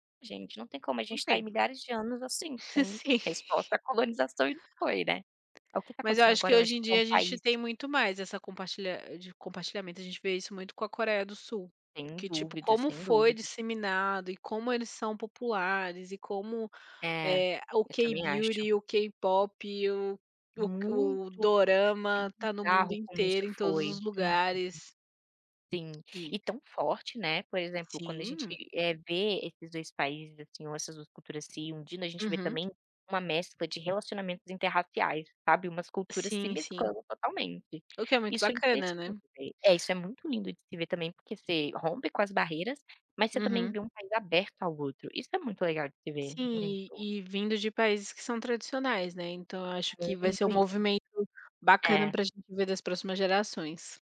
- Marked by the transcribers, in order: chuckle; tapping; in English: "K-beauty"; in English: "K-pop"; in Japanese: "dorama"; unintelligible speech; "unindo" said as "undino"; unintelligible speech
- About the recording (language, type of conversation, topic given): Portuguese, unstructured, Como a cultura influencia a forma como vemos o mundo?